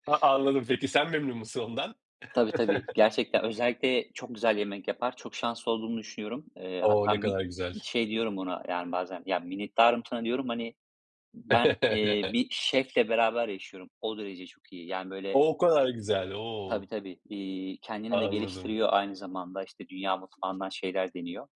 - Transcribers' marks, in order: other background noise; chuckle; chuckle
- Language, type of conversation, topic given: Turkish, podcast, Eşler arasında iş bölümü nasıl adil bir şekilde belirlenmeli?